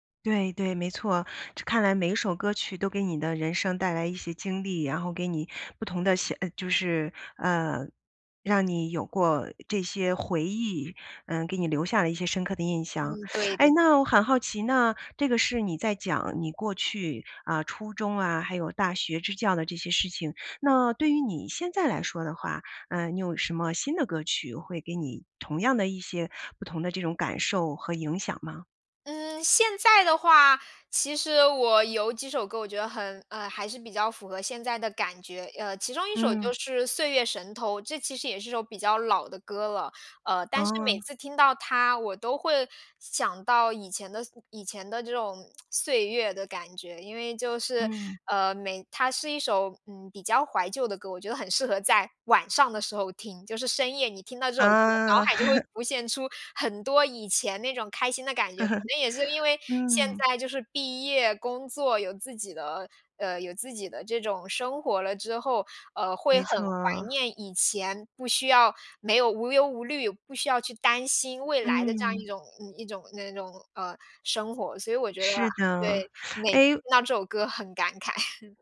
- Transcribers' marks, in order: teeth sucking; lip smack; joyful: "啊"; chuckle; laugh; teeth sucking; chuckle
- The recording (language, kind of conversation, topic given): Chinese, podcast, 有没有那么一首歌，一听就把你带回过去？